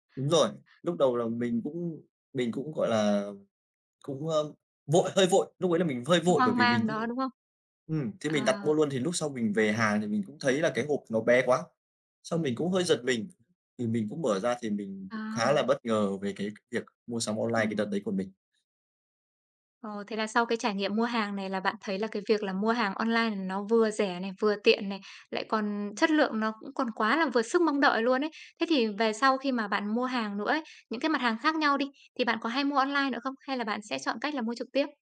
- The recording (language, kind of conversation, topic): Vietnamese, podcast, Bạn có thể kể về lần mua sắm trực tuyến khiến bạn ấn tượng nhất không?
- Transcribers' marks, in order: tapping; other background noise